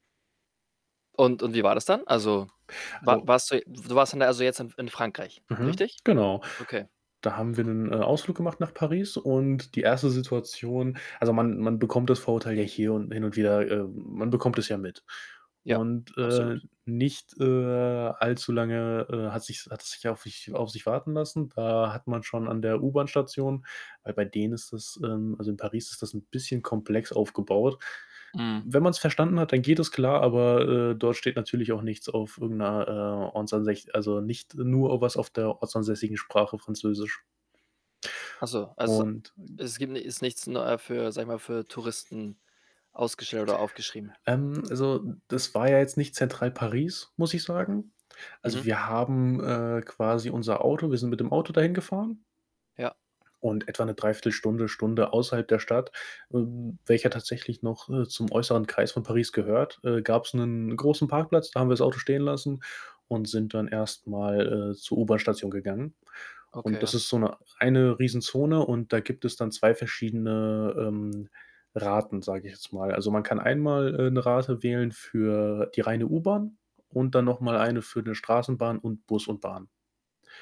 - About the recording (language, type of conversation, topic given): German, podcast, Was hilft dir dabei, Vorurteile gegenüber neuem Wissen abzubauen?
- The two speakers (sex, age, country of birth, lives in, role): male, 20-24, Germany, Germany, guest; male, 25-29, Germany, Spain, host
- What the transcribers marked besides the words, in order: static; other background noise; distorted speech